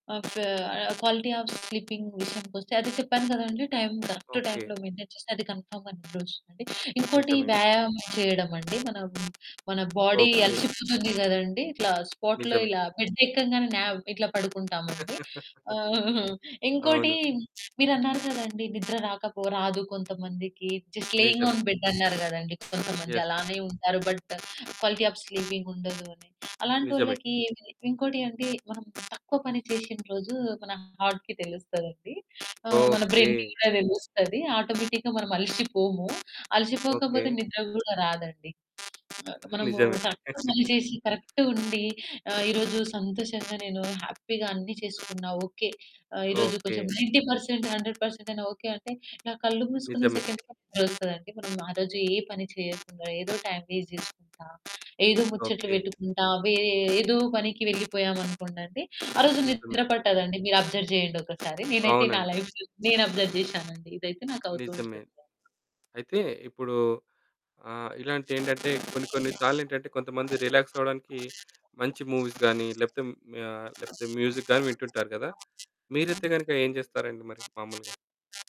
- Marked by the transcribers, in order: mechanical hum; in English: "క్వాలిటీ ఆఫ్ స్లీపింగ్"; in English: "మెయింటైన్"; in English: "కన్ఫర్మ్‌గా"; in English: "బాడీ"; in English: "స్పాట్‌లో"; in English: "బెడ్"; chuckle; in English: "జస్ట్ లేయింగ్ ఆన్ బెడ్"; in English: "ఎస్"; in English: "బట్ క్వాలిటీ ఆఫ్"; distorted speech; in English: "హార్ట్‌కి"; in English: "బ్రై‌న్‌కి"; in English: "ఆటోమేటిక్‌గా"; in English: "కరెక్ట్‌గా"; chuckle; in English: "హ్యాపీగా"; in English: "నైన్టీ పర్సెంట్ హండ్రెడ్ పర్సెంట్"; in English: "సెకండ్ థాట్"; in English: "టైమ్ వేస్ట్"; in English: "అబ్జర్వ్"; in English: "లైఫ్‌లో"; in English: "అబ్జర్వ్"; in English: "రిలాక్స్"; in English: "మూవీస్"; in English: "మ్యూజిక్"
- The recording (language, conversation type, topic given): Telugu, podcast, పని, విశ్రాంతి మధ్య సమతుల్యం కోసం మీరు పాటించే ప్రధాన నియమం ఏమిటి?